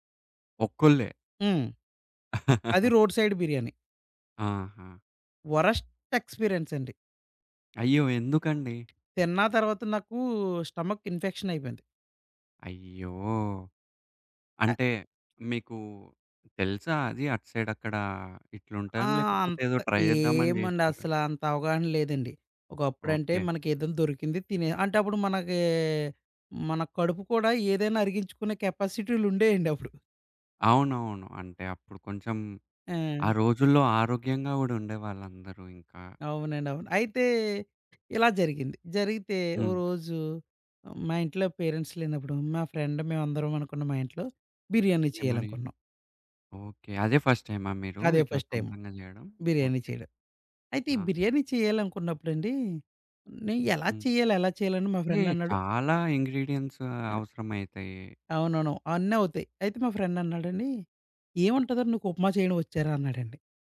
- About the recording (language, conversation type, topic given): Telugu, podcast, సాధారణ పదార్థాలతో ఇంట్లోనే రెస్టారెంట్‌లాంటి రుచి ఎలా తీసుకురాగలరు?
- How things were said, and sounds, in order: chuckle; in English: "వరస్ట్ ఎక్స్పీరియన్స్"; tapping; in English: "స్టమక్ ఇన్ఫెక్షన్"; in English: "సైడ్"; in English: "ట్రై"; other background noise; in English: "పేరెంట్స్"; in English: "ఫ్రెండ్"; in English: "ఫ్రెండ్"; in English: "ఇంగ్రీడియెంట్స్"; in English: "ఫ్రెండ్"